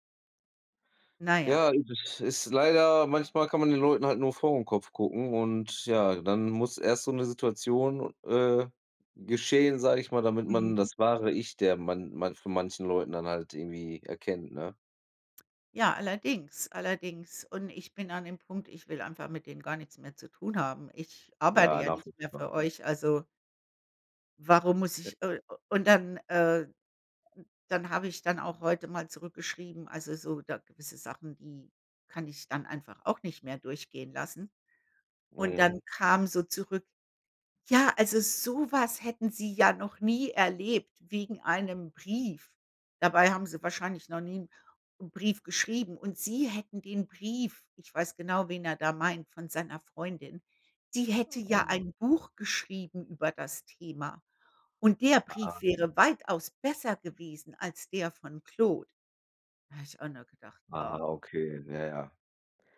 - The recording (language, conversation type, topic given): German, unstructured, Wie gehst du mit schlechtem Management um?
- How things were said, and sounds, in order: unintelligible speech; unintelligible speech; stressed: "besser"